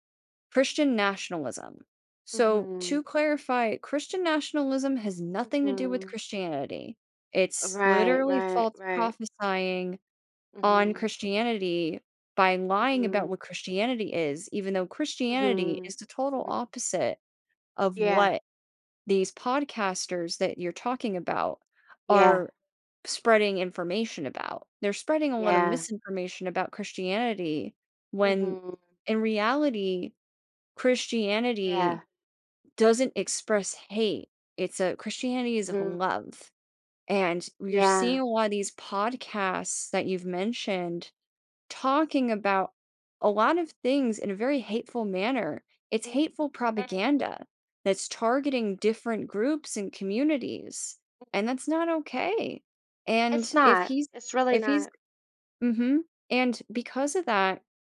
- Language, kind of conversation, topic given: English, advice, How can I express my feelings to my partner?
- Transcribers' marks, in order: unintelligible speech; unintelligible speech; unintelligible speech